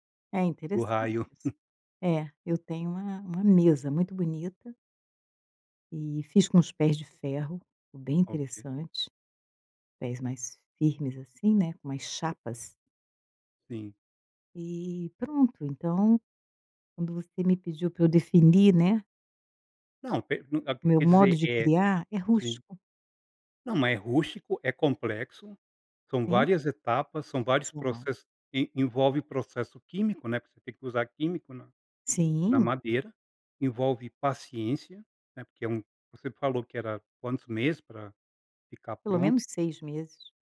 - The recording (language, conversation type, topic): Portuguese, podcast, Você pode me contar uma história que define o seu modo de criar?
- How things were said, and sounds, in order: chuckle